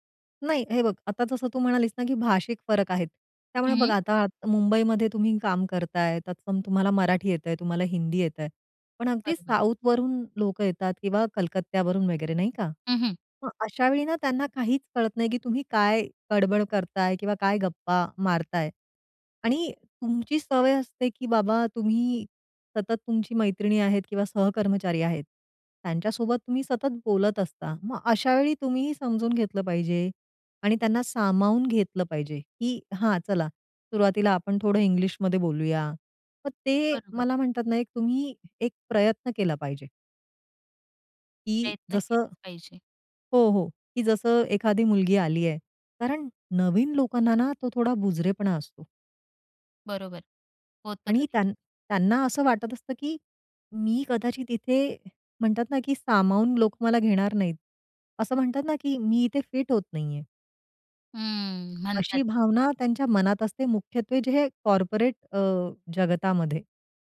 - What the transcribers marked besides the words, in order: in English: "कॉर्पोरेट"
- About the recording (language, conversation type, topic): Marathi, podcast, नवीन लोकांना सामावून घेण्यासाठी काय करायचे?